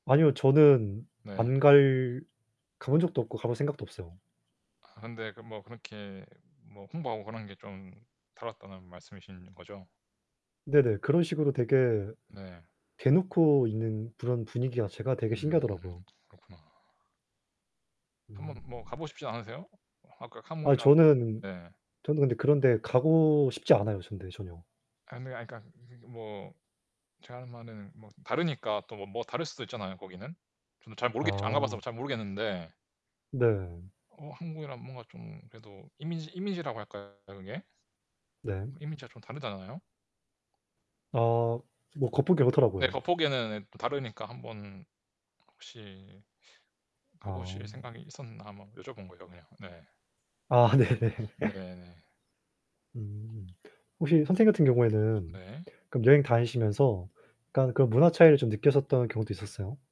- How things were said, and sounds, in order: distorted speech; other background noise; static; tapping; laughing while speaking: "아 네네"
- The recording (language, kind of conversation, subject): Korean, unstructured, 여행 중에 겪었던 문화 차이 가운데 가장 인상 깊었던 것은 무엇인가요?